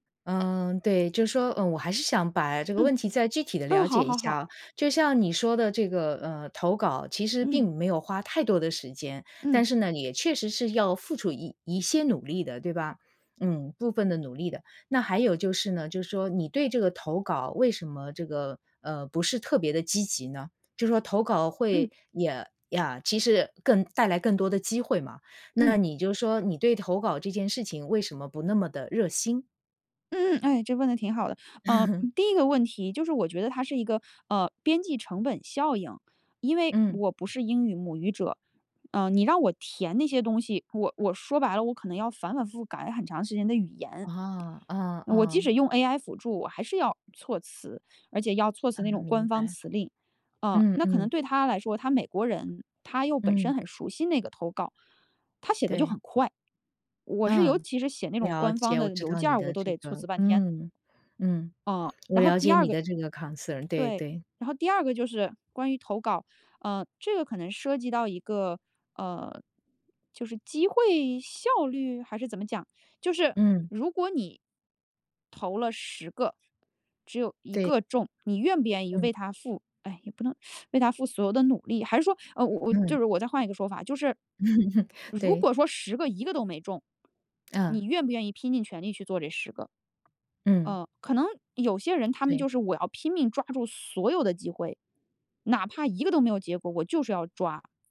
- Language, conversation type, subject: Chinese, advice, 如何建立清晰的團隊角色與責任，並提升協作效率？
- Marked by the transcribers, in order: other background noise; laugh; in English: "concern"; teeth sucking; laugh; tapping